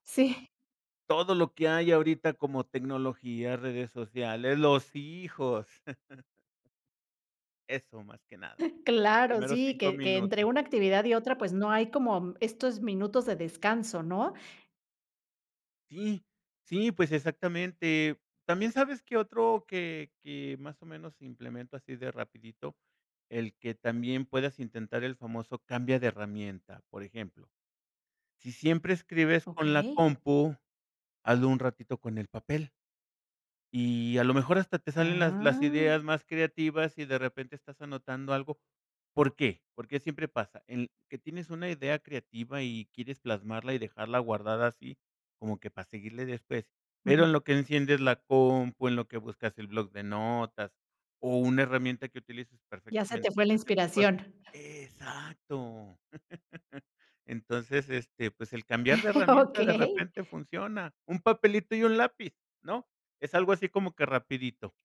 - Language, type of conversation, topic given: Spanish, podcast, ¿Qué técnicas sencillas recomiendas para experimentar hoy mismo?
- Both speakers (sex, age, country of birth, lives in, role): female, 45-49, Mexico, Mexico, host; male, 55-59, Mexico, Mexico, guest
- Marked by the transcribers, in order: chuckle; other background noise; hiccup; drawn out: "¡Ah!"; laugh; laugh